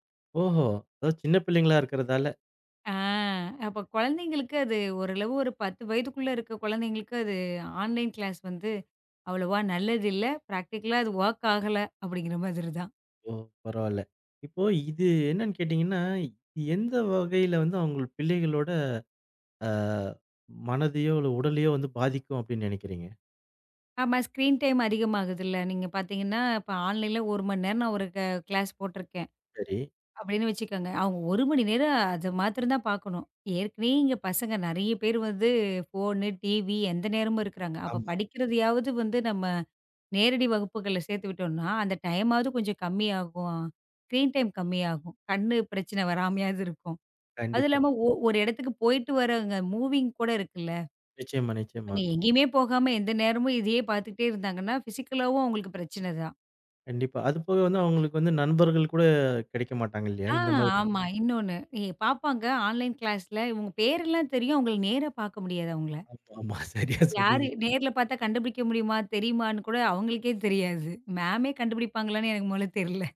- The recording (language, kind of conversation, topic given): Tamil, podcast, நீங்கள் இணைய வழிப் பாடங்களையா அல்லது நேரடி வகுப்புகளையா அதிகம் விரும்புகிறீர்கள்?
- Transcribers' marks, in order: drawn out: "அ"; in another language: "ஆன்லைன் கிளாஸ்"; in another language: "ப்ராக்டிக்களா"; in English: "வொர்க்"; laughing while speaking: "ஆகல அப்டிங்கற மாதிரி தான்"; in English: "ஸ்கிரீன் டைம்"; in English: "ஆன்லைன்ல"; in English: "கிளாஸ்"; in English: "ஃபோனு, TV"; in English: "டைமாவது"; in English: "ஸ்கிரீன் டைம்"; in English: "மூவிங்க்"; other noise; in English: "பிசிக்கலாவும்"; in English: "ஆன்லைன் கிளாஸ்ல"; laughing while speaking: "சரியா சொன்னீங்க"; in English: "மேம்மே"